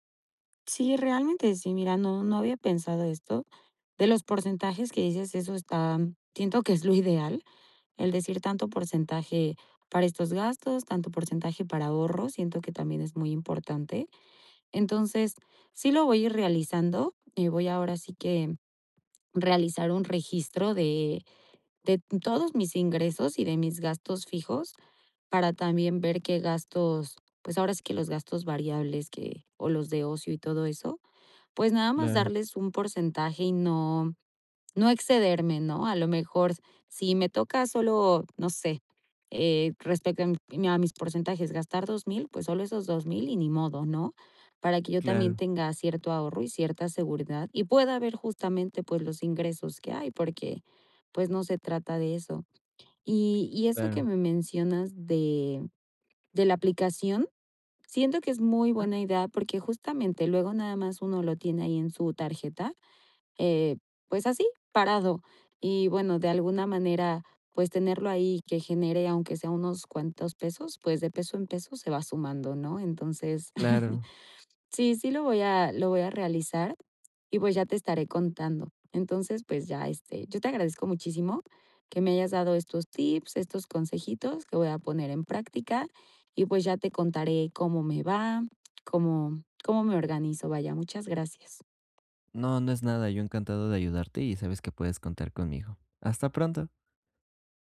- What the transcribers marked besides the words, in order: chuckle; tapping; other background noise; other noise; chuckle
- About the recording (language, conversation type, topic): Spanish, advice, ¿Cómo evito que mis gastos aumenten cuando gano más dinero?